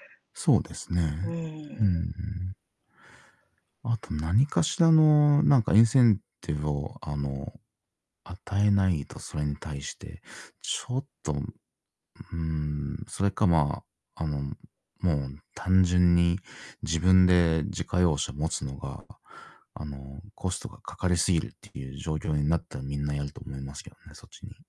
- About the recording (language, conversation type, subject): Japanese, unstructured, 未来の交通はどのように変わっていくと思いますか？
- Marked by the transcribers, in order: none